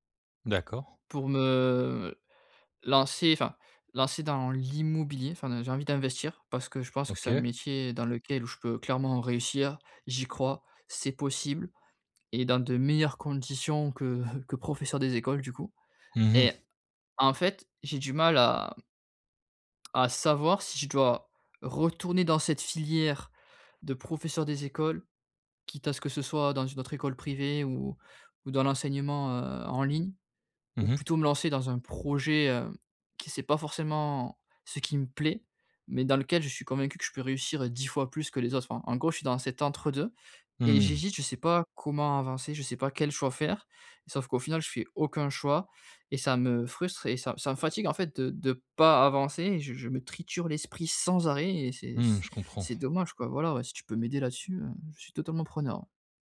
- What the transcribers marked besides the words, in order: chuckle; stressed: "sans arrêt"
- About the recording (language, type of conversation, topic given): French, advice, Comment puis-je clarifier mes valeurs personnelles pour choisir un travail qui a du sens ?